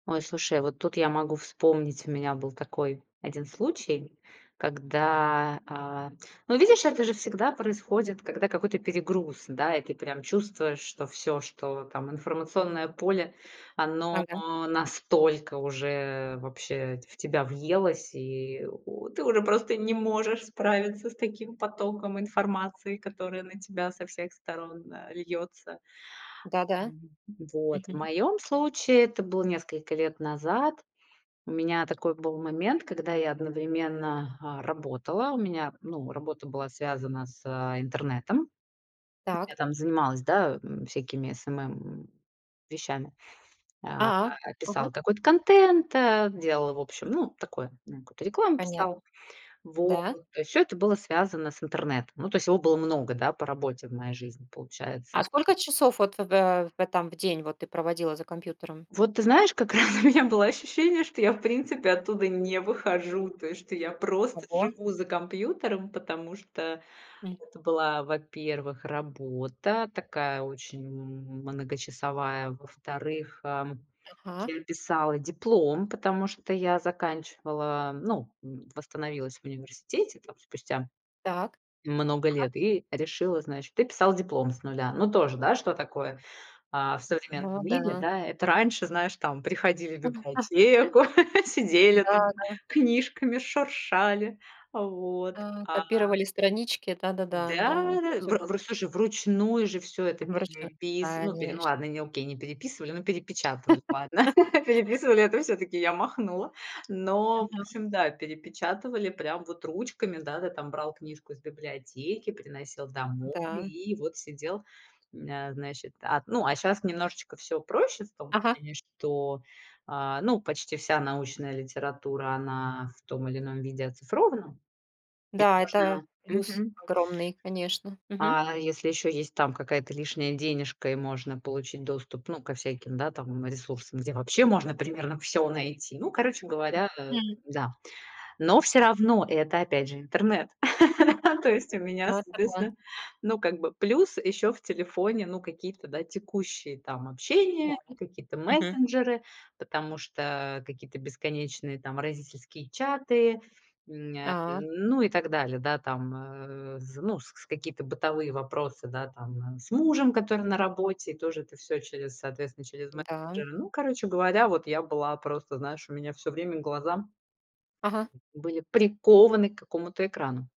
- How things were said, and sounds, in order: tapping; other noise; laughing while speaking: "как раз у меня было ощущение"; chuckle; laugh; other background noise; laugh; chuckle; laugh
- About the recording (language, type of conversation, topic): Russian, podcast, Когда цифровой детокс оказался для тебя особенно полезным?